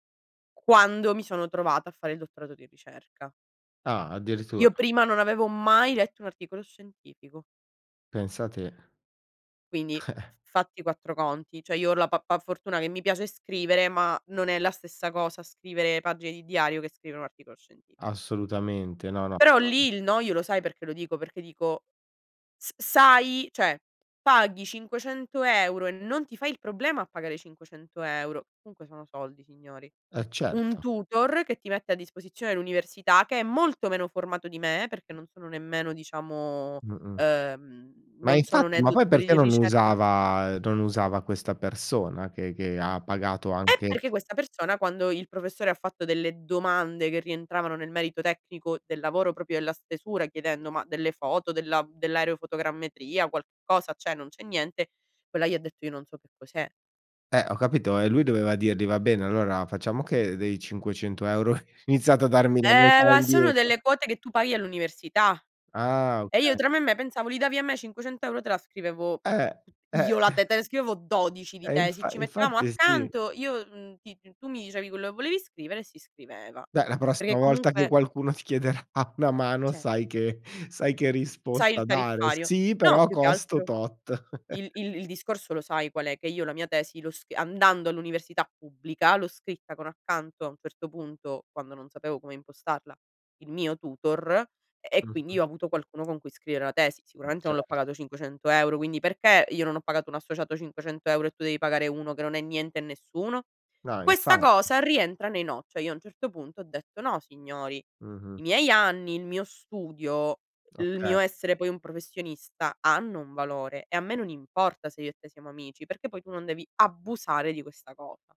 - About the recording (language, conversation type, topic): Italian, podcast, In che modo impari a dire no senza sensi di colpa?
- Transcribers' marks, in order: chuckle; "cioè" said as "ceh"; "cioè" said as "ceh"; "proprio" said as "propio"; "cioè" said as "ceh"; other background noise; chuckle; laughing while speaking: "chiederà una mano"; "Cioè" said as "ceh"; chuckle; "cioè" said as "ceh"